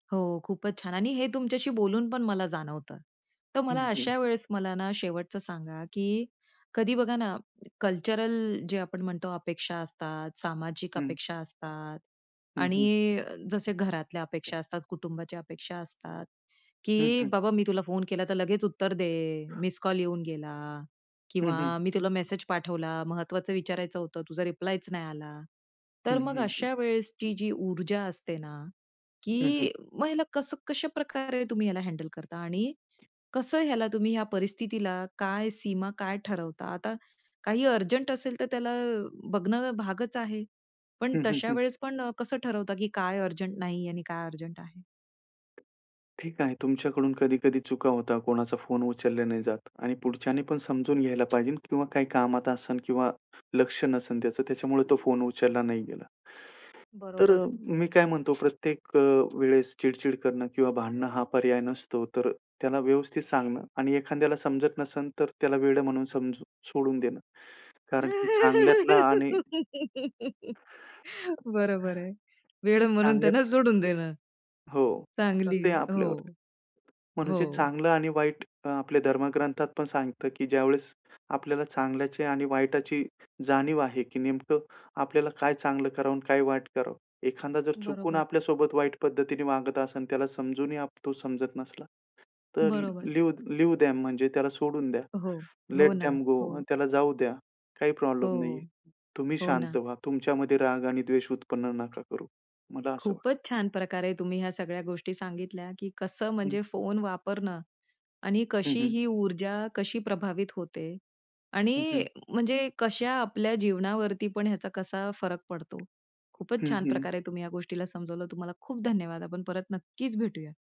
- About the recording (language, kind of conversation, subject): Marathi, podcast, फोनचा वापर तुमच्या ऊर्जेवर कसा परिणाम करतो, असं तुम्हाला वाटतं?
- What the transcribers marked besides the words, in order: other background noise; tapping; in English: "हँडल"; giggle; chuckle; in English: "लिव लीव्ह देम"; in English: "लेट देम गो"